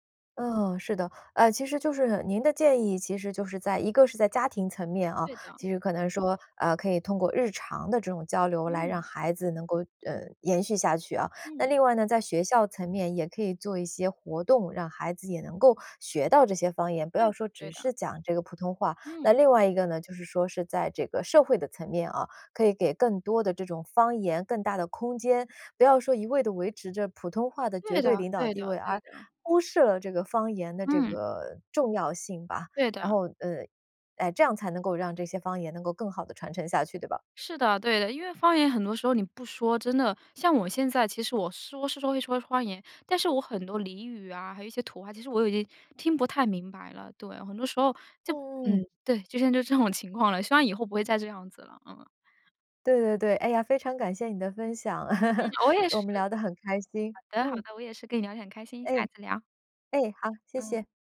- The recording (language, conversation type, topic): Chinese, podcast, 你怎么看待方言的重要性？
- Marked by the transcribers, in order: laughing while speaking: "就这种情况了"; laugh; laughing while speaking: "我也是"